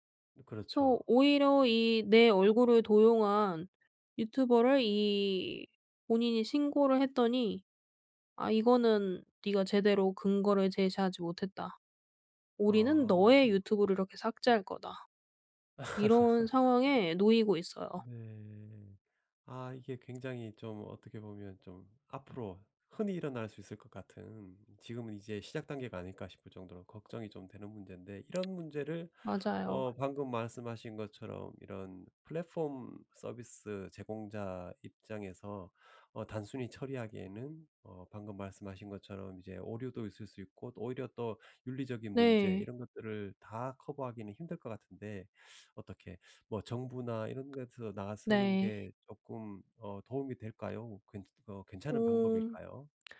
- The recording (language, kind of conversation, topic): Korean, podcast, 스토리로 사회 문제를 알리는 것은 효과적일까요?
- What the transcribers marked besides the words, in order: laugh; in English: "플랫폼"